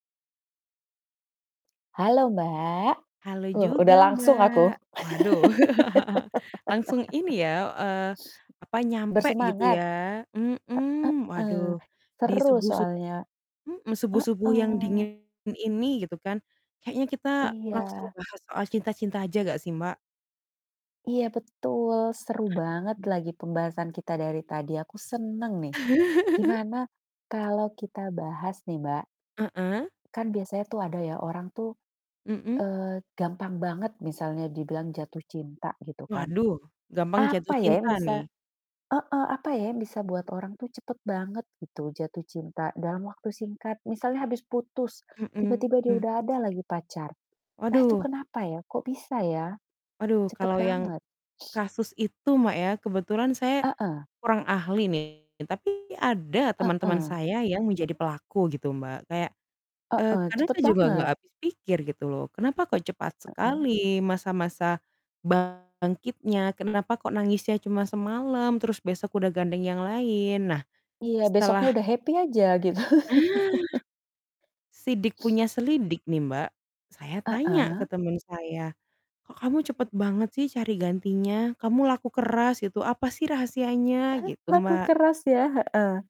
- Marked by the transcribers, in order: static; laugh; laugh; sniff; other background noise; distorted speech; laugh; sniff; in English: "happy"; laughing while speaking: "gitu"; laugh; sniff; chuckle
- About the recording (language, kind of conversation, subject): Indonesian, unstructured, Apa yang membuat seseorang jatuh cinta dalam waktu singkat?